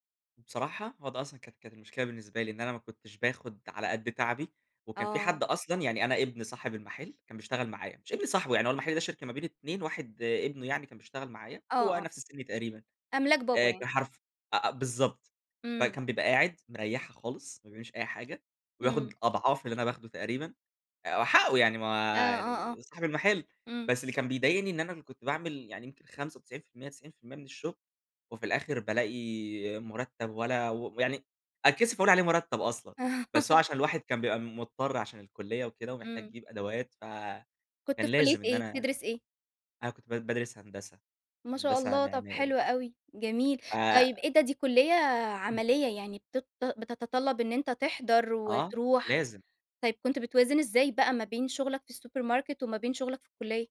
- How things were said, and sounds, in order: unintelligible speech; laugh; tapping; throat clearing; in English: "السوبر ماركت"
- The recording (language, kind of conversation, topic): Arabic, podcast, إزاي توازن بين الشغل والحياة والدراسة؟